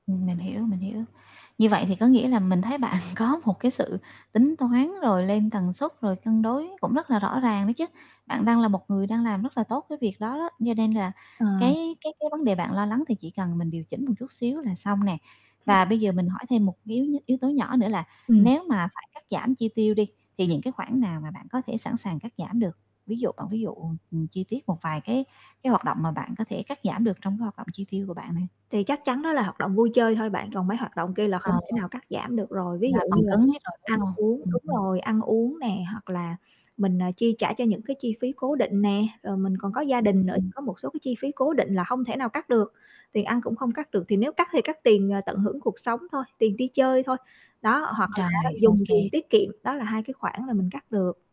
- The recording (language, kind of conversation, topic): Vietnamese, advice, Làm sao để tiết kiệm tiền mà vẫn tận hưởng cuộc sống hằng ngày một cách vui vẻ?
- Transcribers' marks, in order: mechanical hum; laughing while speaking: "bạn có"; tapping; other background noise; static; distorted speech